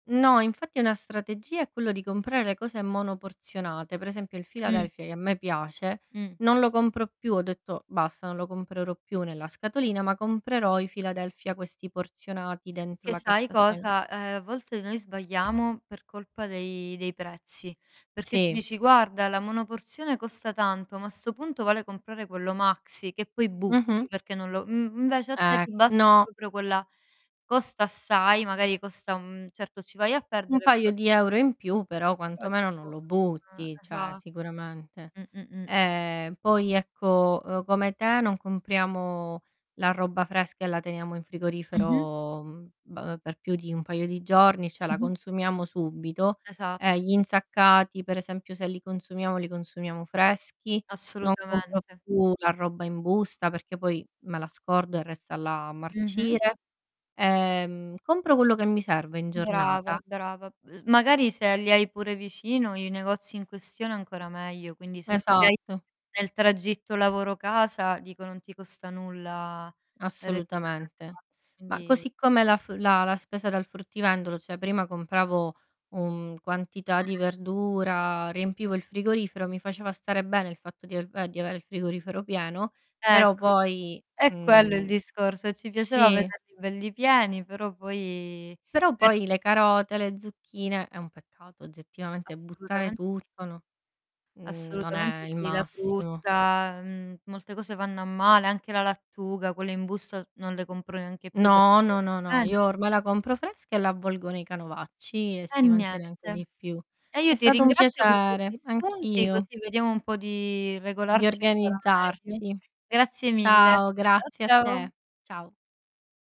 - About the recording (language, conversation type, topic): Italian, unstructured, Come possiamo ottimizzare il tempo che trascorriamo in cucina?
- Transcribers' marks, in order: static; tapping; other background noise; distorted speech; unintelligible speech; "cioè" said as "ceh"; drawn out: "frigorifero"; "cioè" said as "ceh"; "cioè" said as "ceh"